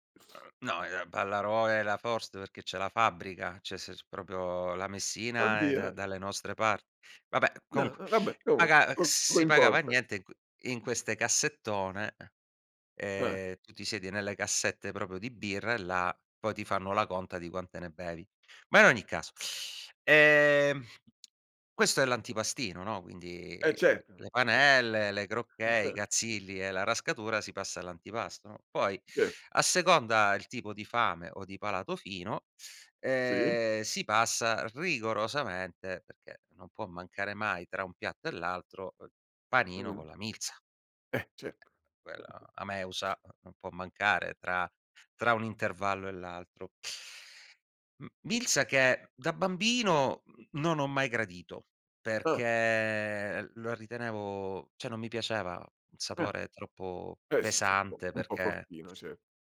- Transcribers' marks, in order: other noise; other background noise; tapping; chuckle; unintelligible speech; chuckle; "cioè" said as "ceh"
- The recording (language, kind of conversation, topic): Italian, podcast, Qual è un cibo di strada che hai scoperto in un quartiere e che ti è rimasto impresso?